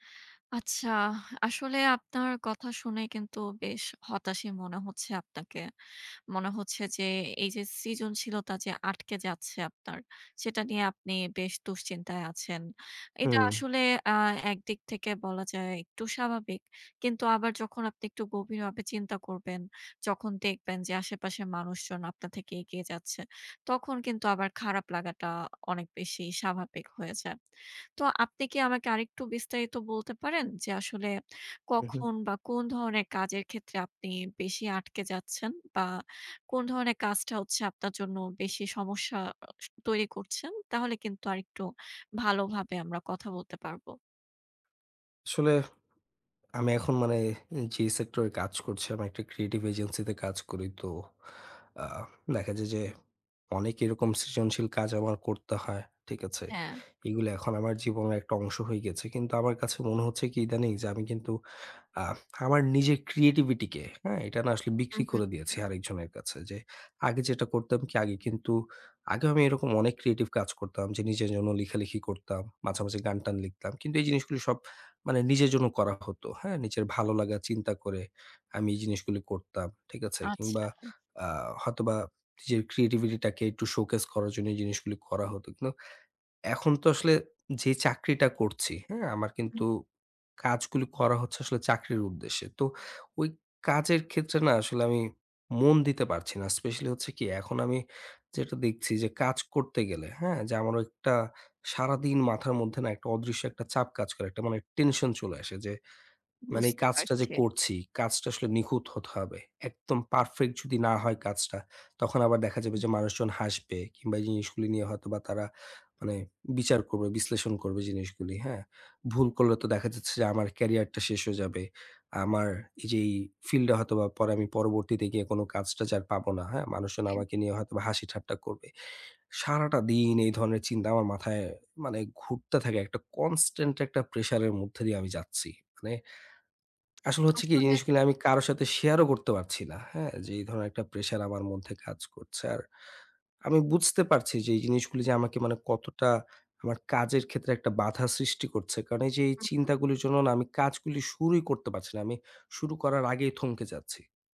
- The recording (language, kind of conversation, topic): Bengali, advice, পারফেকশনিজমের কারণে সৃজনশীলতা আটকে যাচ্ছে
- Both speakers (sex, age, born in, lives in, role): female, 55-59, Bangladesh, Bangladesh, advisor; male, 60-64, Bangladesh, Bangladesh, user
- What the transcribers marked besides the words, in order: other background noise; tapping; unintelligible speech